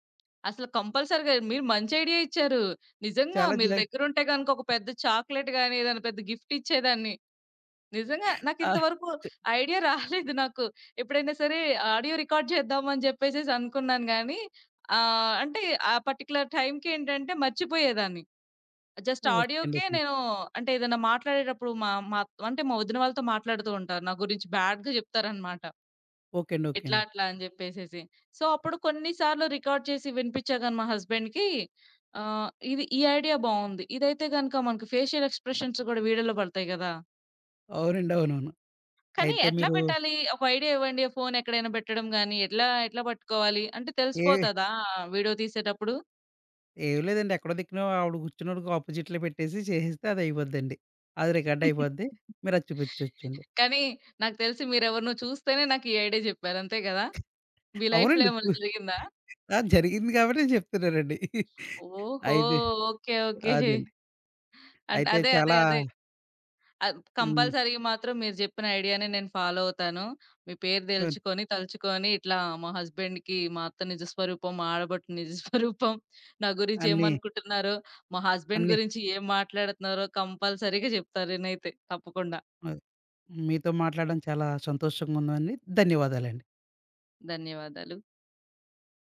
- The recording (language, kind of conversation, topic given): Telugu, podcast, ఒక చిన్న నిర్ణయం మీ జీవితాన్ని ఎలా మార్చిందో వివరించగలరా?
- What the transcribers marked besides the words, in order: tapping; in English: "కంపల్సరీగా"; in English: "చాక్లేట్"; in English: "గిఫ్ట్"; laughing while speaking: "రాలేదు నాకు"; in English: "ఆడియో రికార్డ్"; in English: "పర్టిక్యులర్"; in English: "జస్ట్ ఆడియోకే"; in English: "బ్యాడ్‌గా"; in English: "సో"; in English: "రికార్డ్"; in English: "హస్బెండ్‌కి"; in English: "ఫేషియల్ ఎక్స్‌ప్రెషన్స్"; other background noise; giggle; in English: "రికార్డ్"; in English: "లైఫ్‌లో"; giggle; giggle; in English: "కంపల్సరీగ"; in English: "ఫాలో"; unintelligible speech; in English: "హస్బాండ్‌కి"; laughing while speaking: "నిజస్వరూపం"; in English: "హస్బెండ్"; in English: "కంపల్సరీగా"